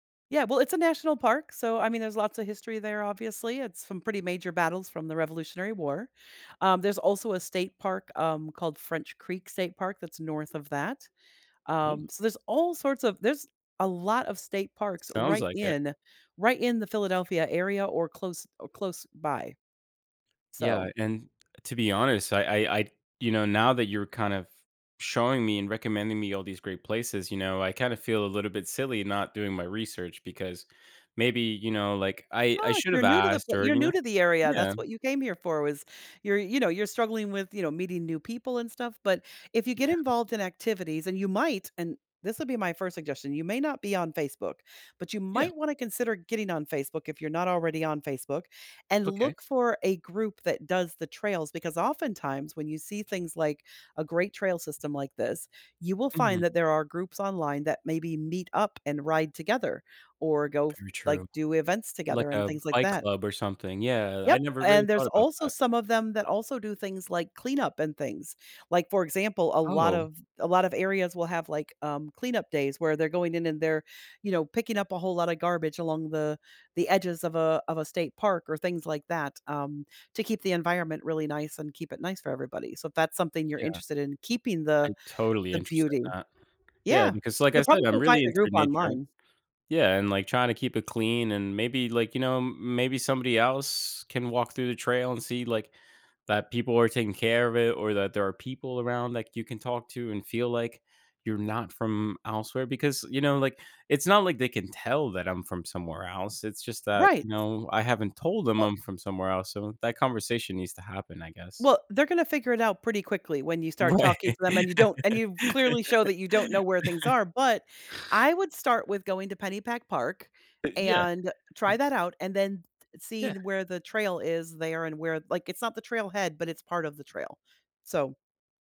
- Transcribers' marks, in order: other background noise; laughing while speaking: "Right"; laugh
- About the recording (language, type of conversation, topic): English, advice, How can I make friends after moving to a new city?
- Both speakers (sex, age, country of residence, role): female, 55-59, United States, advisor; male, 30-34, United States, user